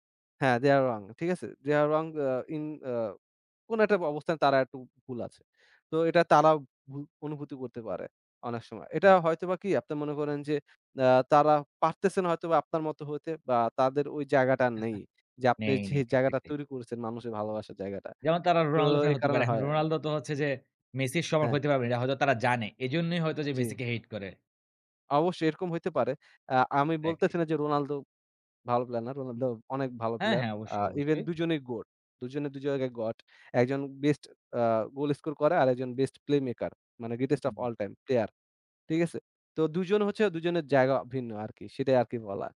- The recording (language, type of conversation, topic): Bengali, podcast, সামাজিক মাধ্যমে আপনার কাজ শেয়ার করার নিয়ম কী?
- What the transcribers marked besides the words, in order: in English: "They are wrong"; in English: "They are wrong"; chuckle; in English: "Playmaker"; in English: "Greatest of All Time Player"